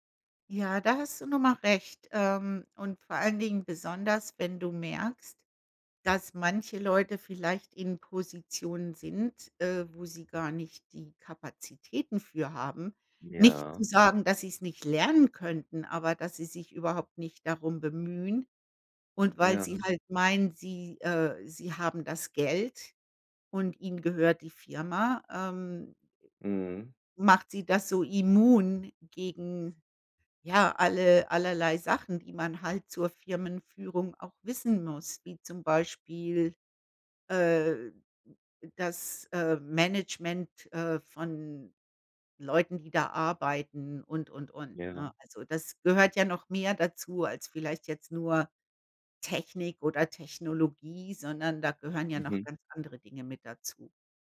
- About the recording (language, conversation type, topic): German, unstructured, Wie gehst du mit schlechtem Management um?
- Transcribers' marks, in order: none